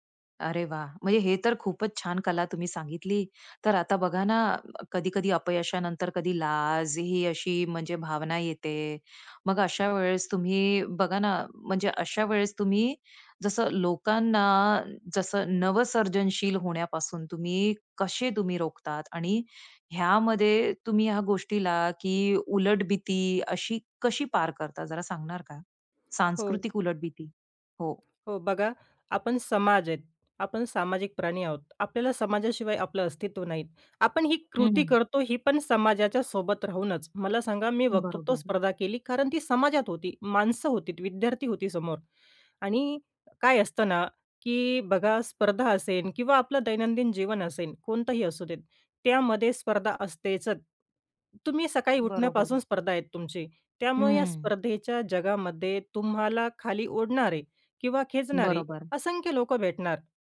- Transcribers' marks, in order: tapping; other noise
- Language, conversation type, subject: Marathi, podcast, अपयशामुळे सर्जनशील विचारांना कोणत्या प्रकारे नवी दिशा मिळते?
- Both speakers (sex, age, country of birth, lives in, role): female, 30-34, India, India, guest; female, 35-39, India, United States, host